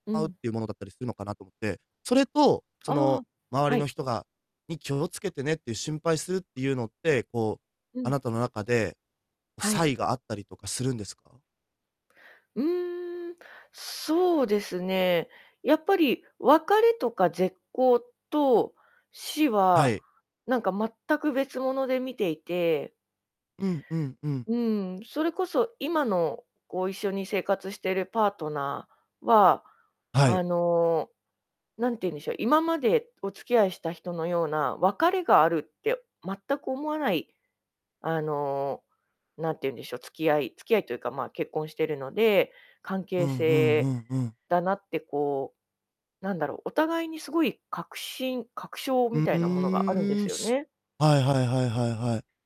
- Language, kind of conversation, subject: Japanese, advice, 老いや死を意識してしまい、人生の目的が見つけられないと感じるのはなぜですか？
- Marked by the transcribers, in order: distorted speech